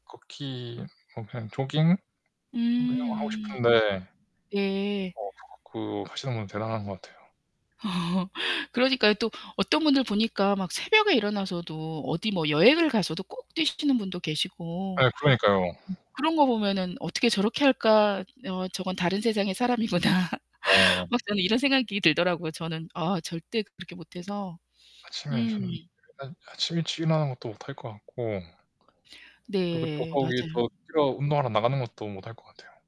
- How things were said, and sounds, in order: other background noise; distorted speech; static; laugh; laughing while speaking: "사람이구나.'"
- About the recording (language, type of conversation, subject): Korean, unstructured, 좋아하는 아침 루틴이 있나요?